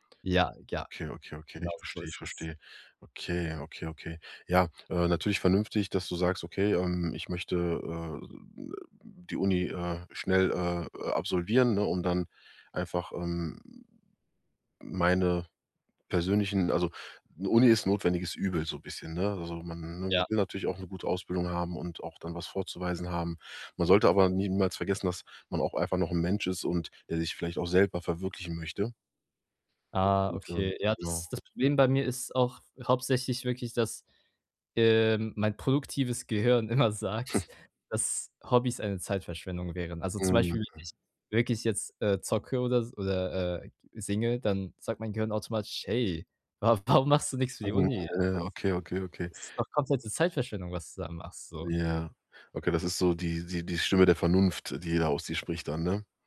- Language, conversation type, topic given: German, advice, Wie findest du Zeit, um an deinen persönlichen Zielen zu arbeiten?
- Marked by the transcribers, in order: unintelligible speech; laughing while speaking: "immer"; snort; laughing while speaking: "warum"